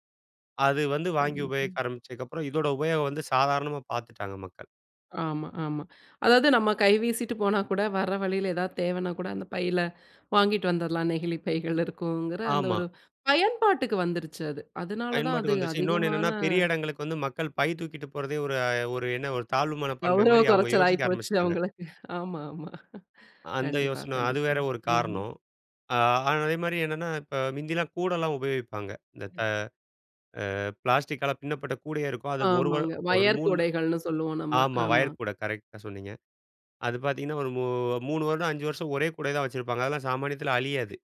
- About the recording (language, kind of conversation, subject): Tamil, podcast, பிளாஸ்டிக் பயன்பாட்டைக் குறைக்க நாம் என்ன செய்ய வேண்டும்?
- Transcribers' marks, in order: laughing while speaking: "ஆமா, ஆமா"; other noise; in English: "ஒயர்"; in English: "ஒயர்"